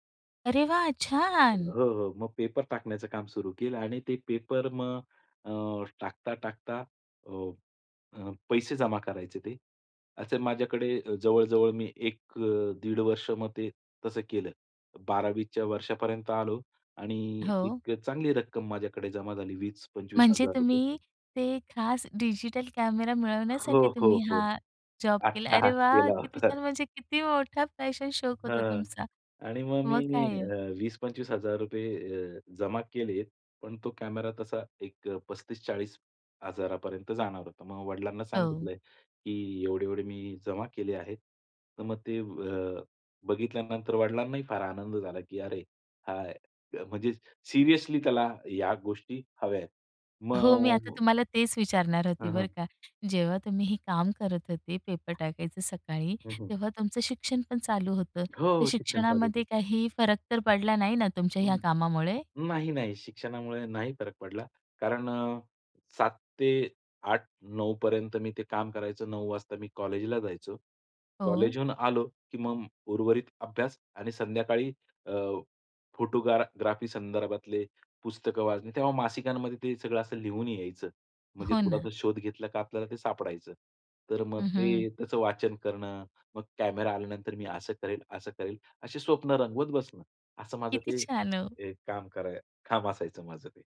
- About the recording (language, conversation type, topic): Marathi, podcast, तुमच्या शौकामुळे तुमच्या आयुष्यात कोणते बदल झाले?
- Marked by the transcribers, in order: joyful: "अरे वाह! छान"; other noise; tapping; laughing while speaking: "होता"; in English: "पॅशन"; other background noise; joyful: "किती छान हो"